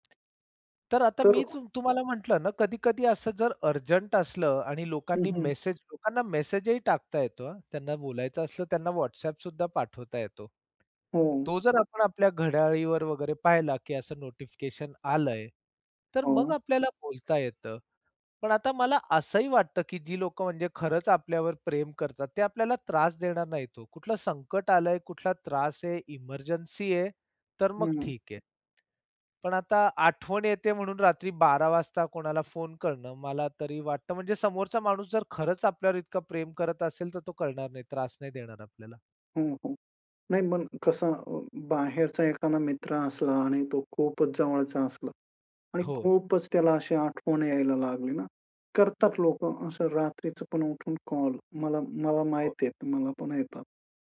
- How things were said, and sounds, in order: tapping; other background noise
- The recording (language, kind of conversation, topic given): Marathi, podcast, घरात फोनमुक्त विभाग कसा तयार कराल?